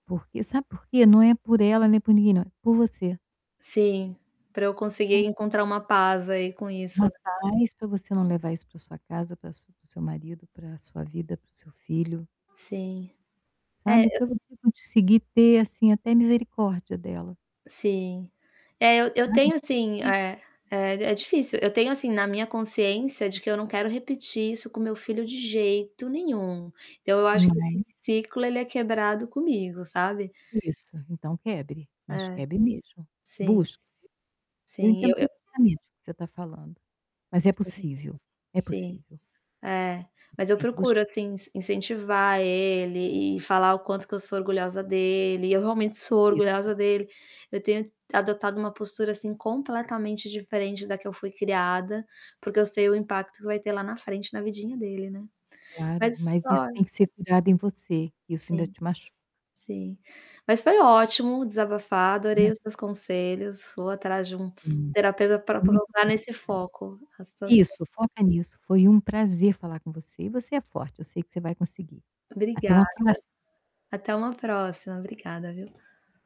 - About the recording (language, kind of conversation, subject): Portuguese, advice, Como lidar quando alguém próximo minimiza minhas conquistas e só aponta defeitos?
- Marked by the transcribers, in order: static; distorted speech; tapping; other background noise; "conseguir" said as "contiseguir"; stressed: "jeito"